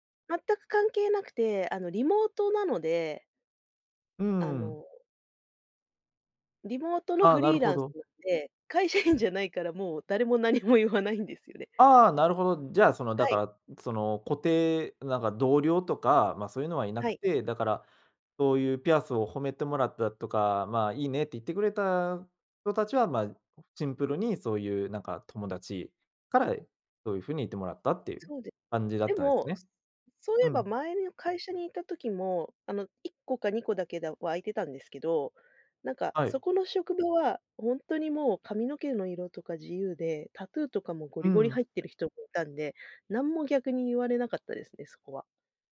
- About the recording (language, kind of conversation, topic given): Japanese, podcast, 自分らしさを表すアイテムは何だと思いますか？
- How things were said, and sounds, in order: none